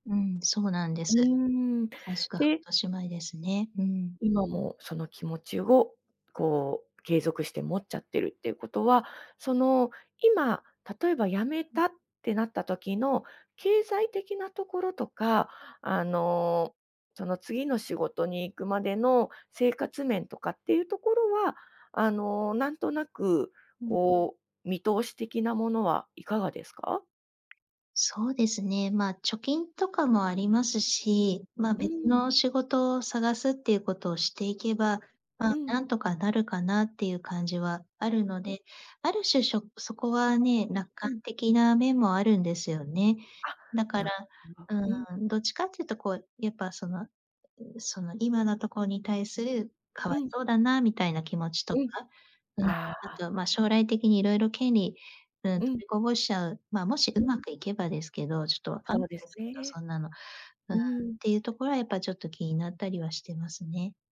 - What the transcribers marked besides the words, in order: tapping; other noise; other background noise
- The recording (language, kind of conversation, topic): Japanese, advice, 退職すべきか続けるべきか決められず悩んでいる